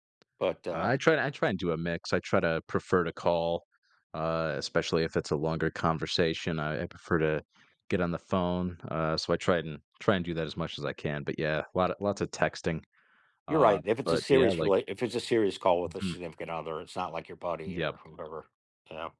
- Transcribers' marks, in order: tapping
- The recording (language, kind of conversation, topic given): English, unstructured, What helps couples stay close and connected over time?
- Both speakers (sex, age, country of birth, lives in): male, 20-24, United States, United States; male, 55-59, United States, United States